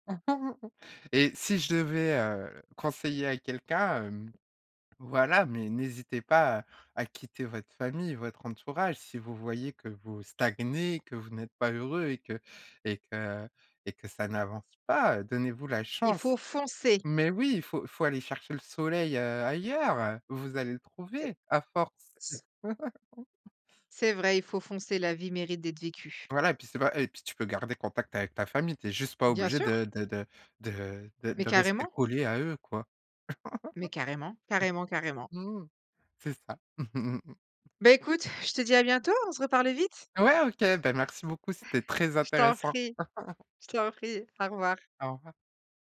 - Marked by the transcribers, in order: chuckle; stressed: "stagnez"; stressed: "foncer"; chuckle; chuckle; laugh
- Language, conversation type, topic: French, podcast, Pouvez-vous raconter un moment où vous avez dû tout recommencer ?